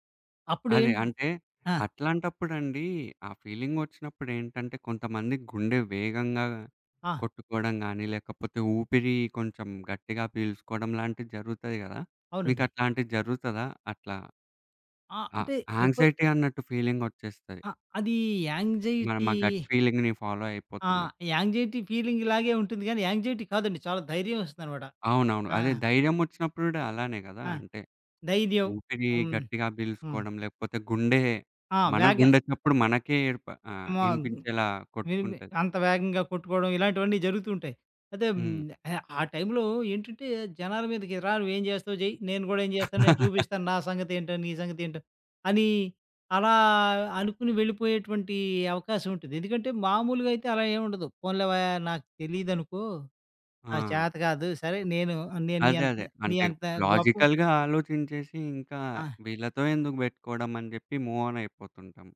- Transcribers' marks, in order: in English: "యాంగ్జైటీ"; in English: "యాంగ్జైటీ"; in English: "గట్ ఫీలింగ్‌ని ఫాలో"; in English: "యాంగ్జైటీ"; in English: "యాంగ్జైటీ"; in English: "మేబి"; chuckle; in English: "లాజికల్‌గా"; in English: "మూవ్ ఆన్"
- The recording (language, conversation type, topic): Telugu, podcast, గట్ ఫీలింగ్ వచ్చినప్పుడు మీరు ఎలా స్పందిస్తారు?